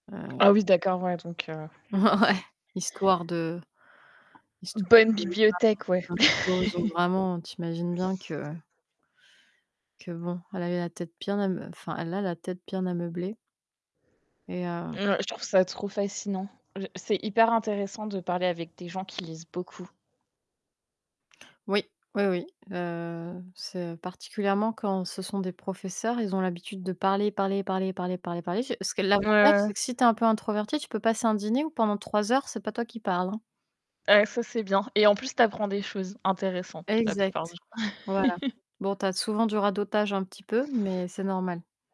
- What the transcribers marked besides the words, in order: static; laughing while speaking: "Ouais"; distorted speech; tapping; unintelligible speech; chuckle; other background noise; laughing while speaking: "temps"; chuckle
- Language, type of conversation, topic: French, unstructured, Quel livre ou quelle ressource vous inspire le plus dans votre développement personnel ?